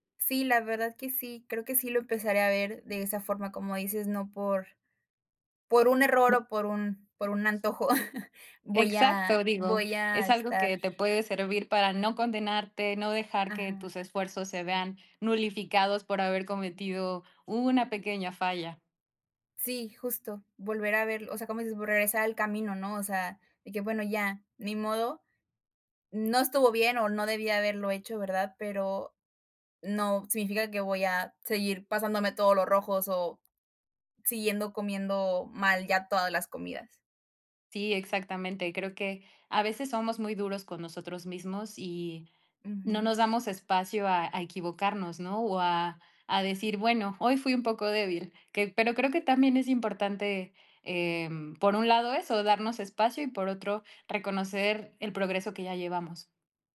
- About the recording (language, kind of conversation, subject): Spanish, advice, ¿Cómo puedes manejar los antojos nocturnos que arruinan tu plan alimentario?
- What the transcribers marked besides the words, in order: chuckle; stressed: "una"